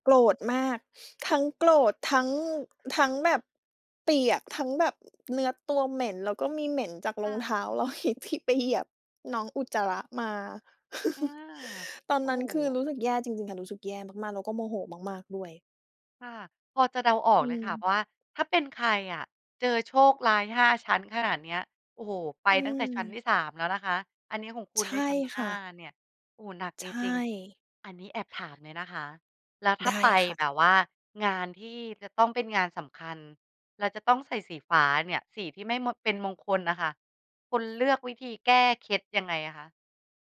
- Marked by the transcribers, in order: laughing while speaking: "อีก"; chuckle
- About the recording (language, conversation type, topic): Thai, podcast, สีของเสื้อผ้าที่คุณใส่ส่งผลต่อความรู้สึกของคุณอย่างไร?